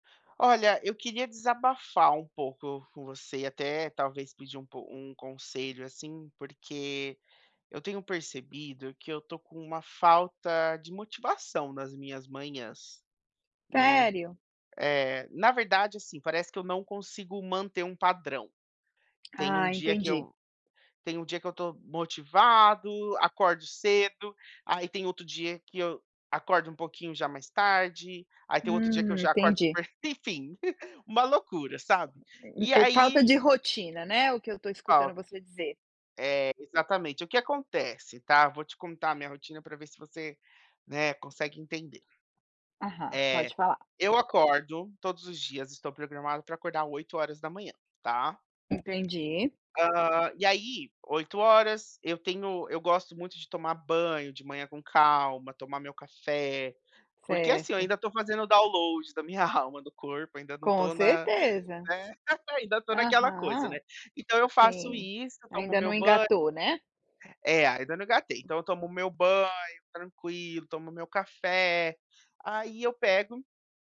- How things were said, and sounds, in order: tapping; chuckle; chuckle
- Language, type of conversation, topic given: Portuguese, advice, Como posso me sentir mais motivado de manhã quando acordo sem energia?